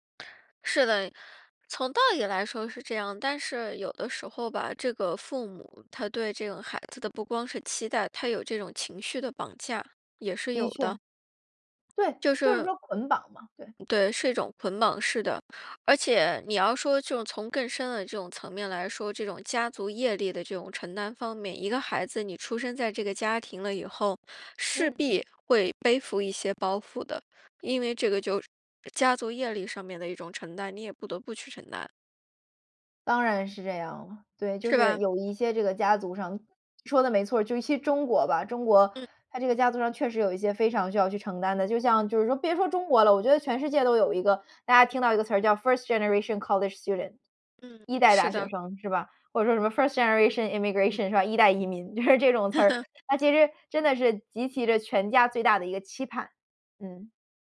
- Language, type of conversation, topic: Chinese, podcast, 爸妈对你最大的期望是什么?
- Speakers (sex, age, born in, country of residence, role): female, 20-24, China, United States, guest; female, 35-39, China, United States, host
- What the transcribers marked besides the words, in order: in English: "first generation college student"; other background noise; in English: "first generation immigration"; laugh